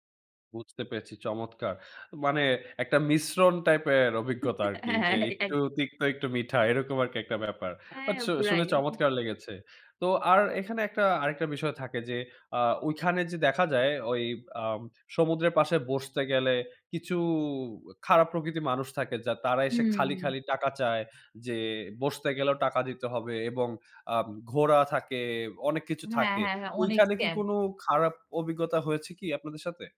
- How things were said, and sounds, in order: laughing while speaking: "হ্যাঁ, হ্যাঁ, এটা এক"
- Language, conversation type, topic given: Bengali, podcast, একটা স্মরণীয় ভ্রমণের গল্প বলতে পারবেন কি?